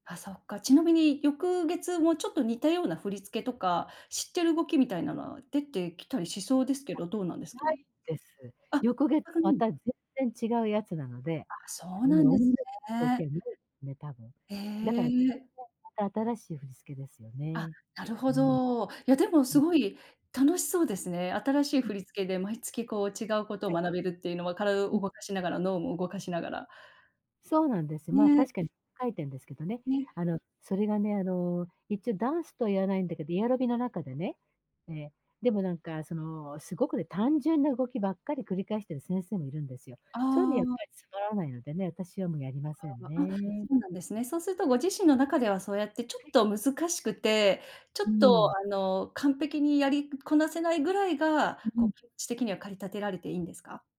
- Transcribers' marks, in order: none
- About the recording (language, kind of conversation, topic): Japanese, advice, ジムで他人と比べて自己嫌悪になるのをやめるにはどうしたらいいですか？